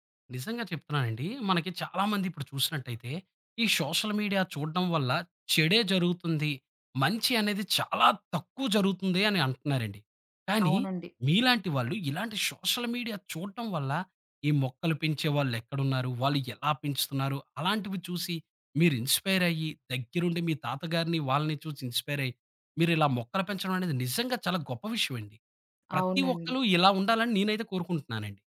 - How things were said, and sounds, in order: in English: "సోషల్ మీడియా"; in English: "సోషల్ మీడియా"; in English: "ఇన్స్పైర్"; in English: "ఇన్స్పైర్"
- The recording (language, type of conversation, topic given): Telugu, podcast, హాబీలు మీ ఒత్తిడిని తగ్గించడంలో ఎలా సహాయపడతాయి?